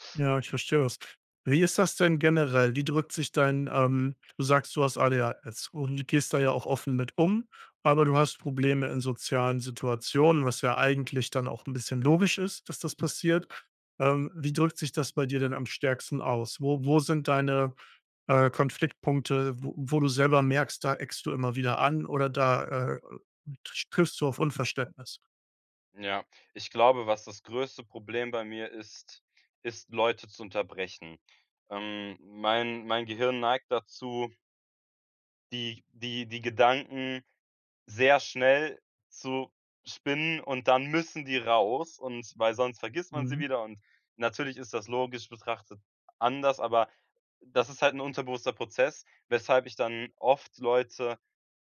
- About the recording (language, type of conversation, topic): German, advice, Wie kann ich mit Angst oder Panik in sozialen Situationen umgehen?
- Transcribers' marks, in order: unintelligible speech